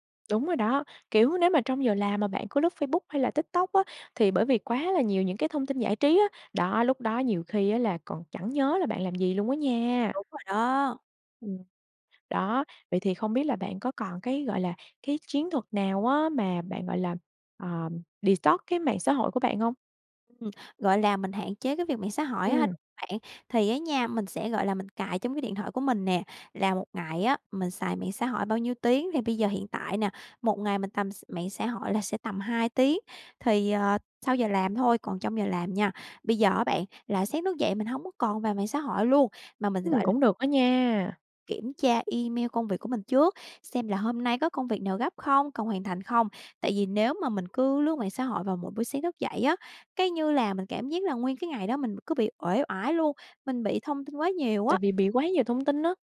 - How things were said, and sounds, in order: in English: "detox"
- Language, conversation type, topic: Vietnamese, podcast, Bạn đối phó với quá tải thông tin ra sao?